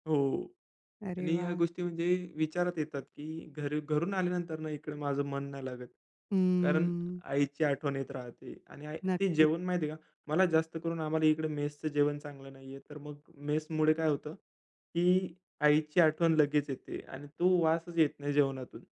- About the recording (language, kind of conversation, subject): Marathi, podcast, कोणत्या वासाने तुला लगेच घर आठवतं?
- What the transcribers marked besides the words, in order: other background noise; in English: "मेसचं"; in English: "मेसमुळे"